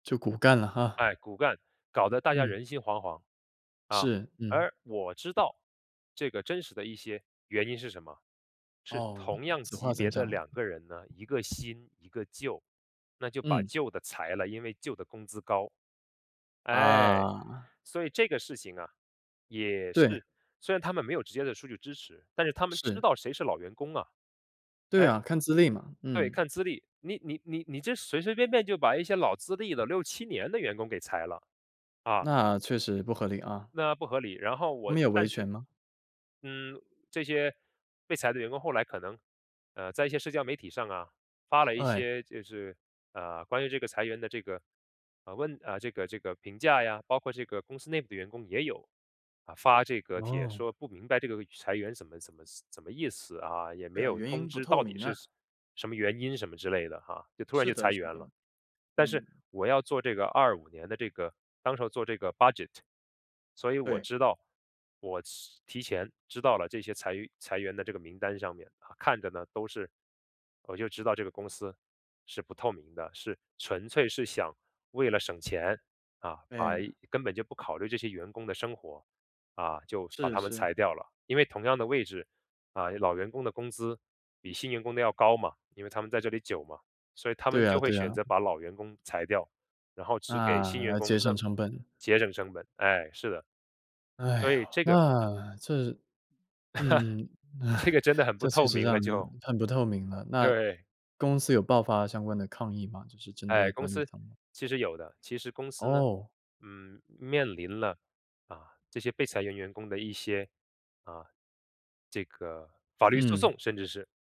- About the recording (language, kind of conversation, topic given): Chinese, podcast, 你如何看待管理层不透明会带来哪些影响？
- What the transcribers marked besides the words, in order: tapping; in English: "Budget"; sigh; laugh